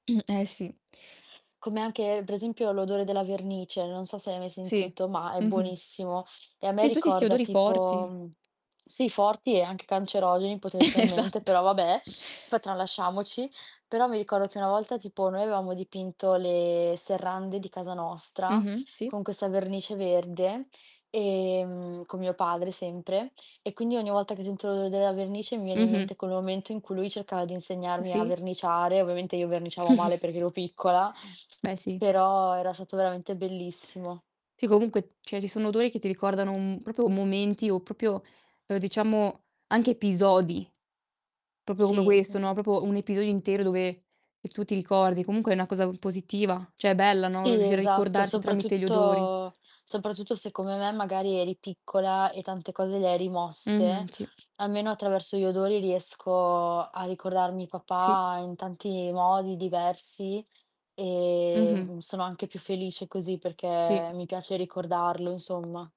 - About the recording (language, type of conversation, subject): Italian, unstructured, C’è un odore che ti riporta subito al passato?
- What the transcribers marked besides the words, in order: tapping; distorted speech; "potenzialmente" said as "poterzialmente"; chuckle; laughing while speaking: "Esatto!"; "ricordo" said as "ricoro"; chuckle; other background noise; "cioè" said as "ceh"; "proprio" said as "propo"; "proprio" said as "popio"; "proprio" said as "popio"; "proprio" said as "popo"; "cioè" said as "ceh"